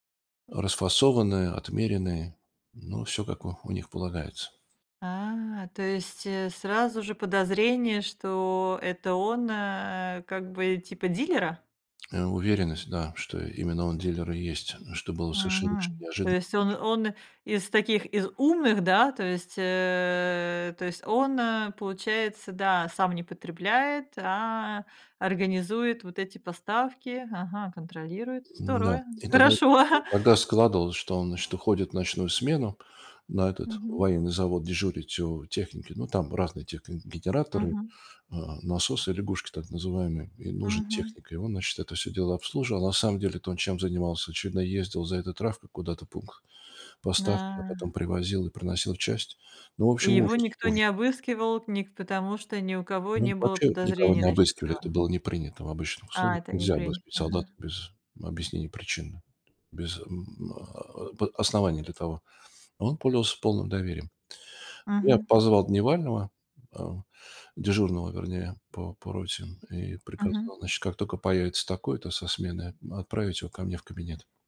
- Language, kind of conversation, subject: Russian, podcast, Можешь рассказать о случае, когда ты ошибся, а потом сумел всё изменить к лучшему?
- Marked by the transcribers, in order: laughing while speaking: "ага"